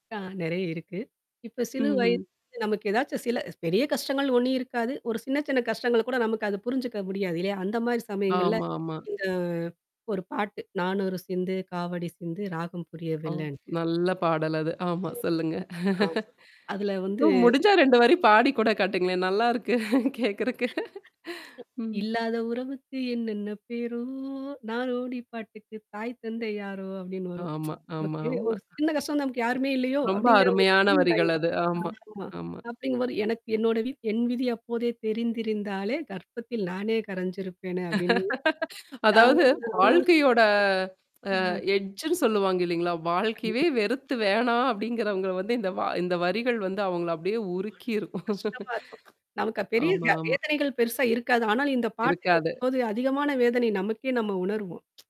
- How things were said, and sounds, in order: static; "சிறு" said as "சிலு"; distorted speech; laughing while speaking: "ஓ! முடிஞ்சா ரெண்டு வரி பாடி கூட காட்டுங்களேன்! நல்லாருக்கு. கேட்கறக்கு"; other noise; chuckle; singing: "இல்லாத உறவுக்கு என்னென்ன பேரோ! நாரோடி பாட்டுக்கு தாய் தந்தை யாரோ!"; tsk; tapping; unintelligible speech; laugh; drawn out: "வாழ்க்கையோட"; in English: "எட்ஜ்ன்னு"; unintelligible speech; laughing while speaking: "வாழ்க்கையவே வெறுத்து வேணாம் அப்டிங்கிறவங்கள வந்து … அவங்கள அப்டியே உருக்கிரும்"; tsk
- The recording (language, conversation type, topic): Tamil, podcast, உங்களுக்கு பாடலின் வரிகள்தான் முக்கியமா, அல்லது மெட்டுதான் முக்கியமா?